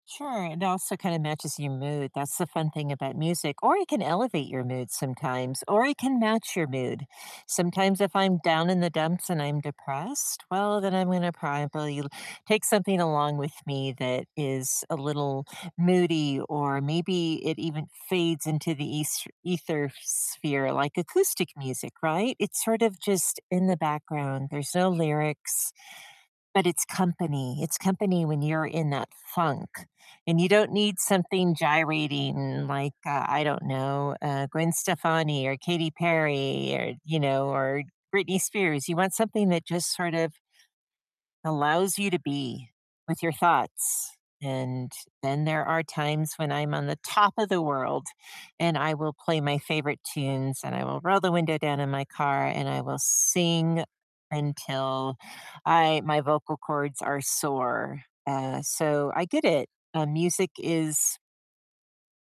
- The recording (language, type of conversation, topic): English, unstructured, How has your taste in music evolved since childhood, and which moments or people shaped it?
- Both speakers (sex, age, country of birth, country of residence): female, 60-64, United States, United States; male, 20-24, United States, United States
- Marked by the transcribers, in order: none